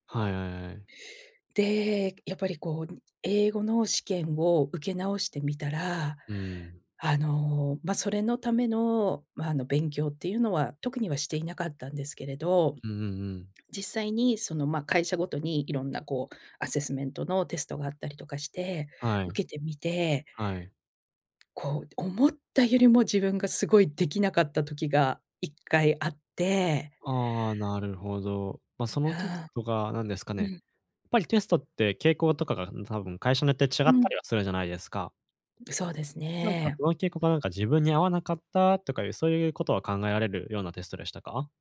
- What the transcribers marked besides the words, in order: tapping; in English: "アセスメント"
- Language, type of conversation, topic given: Japanese, advice, 失敗した後に自信を取り戻す方法は？